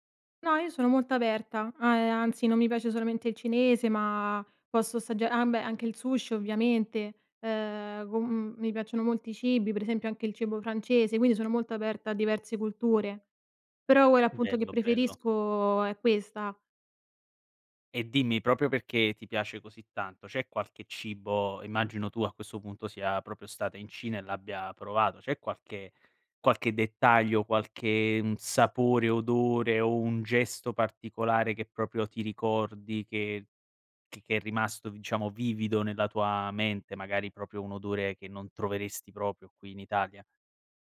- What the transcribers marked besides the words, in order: "proprio" said as "propio"; "proprio" said as "propio"; "proprio" said as "propio"; "proprio" said as "propio"; "proprio" said as "propio"
- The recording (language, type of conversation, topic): Italian, podcast, Raccontami di una volta in cui il cibo ha unito persone diverse?